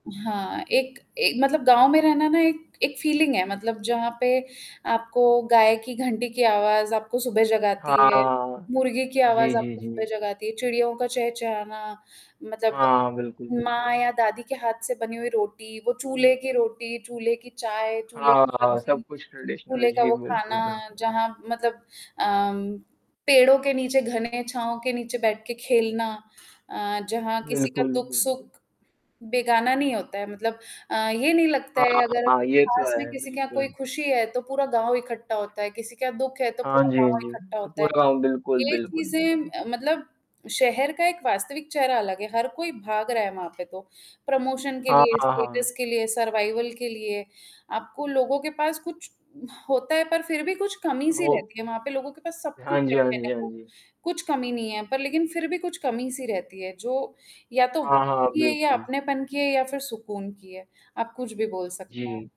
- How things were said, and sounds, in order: static; in English: "फीलिंग"; distorted speech; in English: "ट्रेडिशनल"; tapping; in English: "प्रमोशन"; in English: "स्टेटस"; in English: "सर्वाइवल"; unintelligible speech
- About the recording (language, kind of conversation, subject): Hindi, unstructured, आप शहर में रहना पसंद करेंगे या गाँव में रहना?